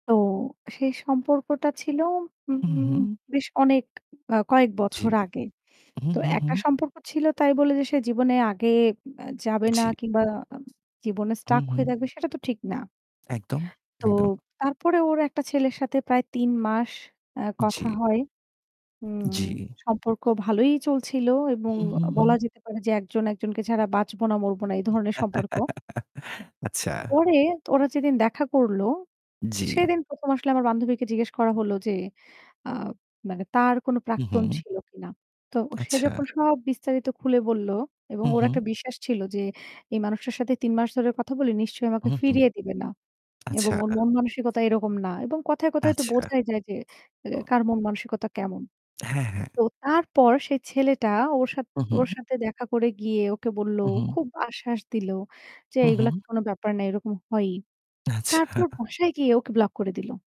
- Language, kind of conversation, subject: Bengali, unstructured, একটি সম্পর্ক টিকিয়ে রাখতে সবচেয়ে বড় চ্যালেঞ্জ কী?
- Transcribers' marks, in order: static; tapping; in English: "stuck"; chuckle; other background noise; laughing while speaking: "আচ্ছা"